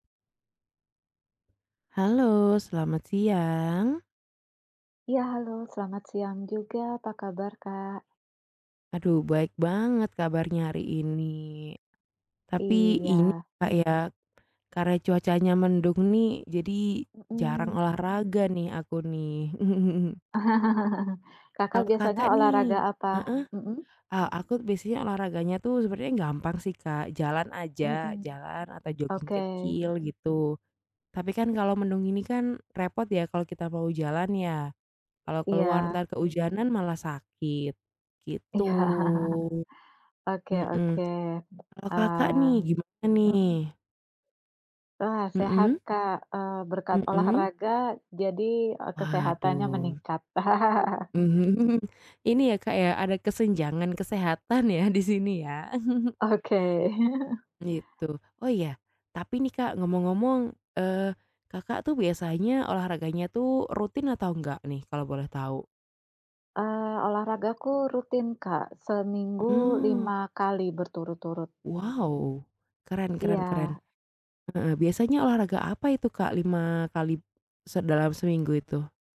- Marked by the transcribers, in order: tapping; lip smack; chuckle; laugh; laughing while speaking: "Iya"; chuckle; drawn out: "gitu"; lip smack; other background noise; laughing while speaking: "Mhm"; laugh; laughing while speaking: "kesehatan"; chuckle; laughing while speaking: "Oke"; chuckle; "kali" said as "kalip"
- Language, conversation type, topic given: Indonesian, unstructured, Apa manfaat olahraga rutin bagi kesehatan tubuh?